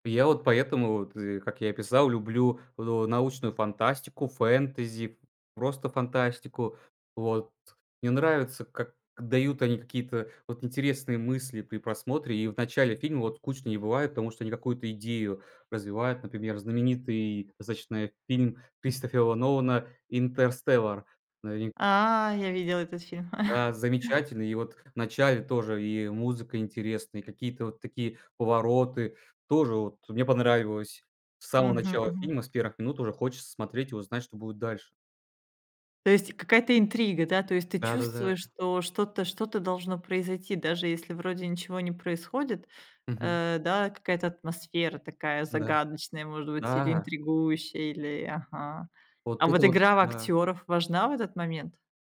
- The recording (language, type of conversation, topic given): Russian, podcast, Что делает начало фильма захватывающим?
- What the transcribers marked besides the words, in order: drawn out: "А"; tapping; chuckle; other background noise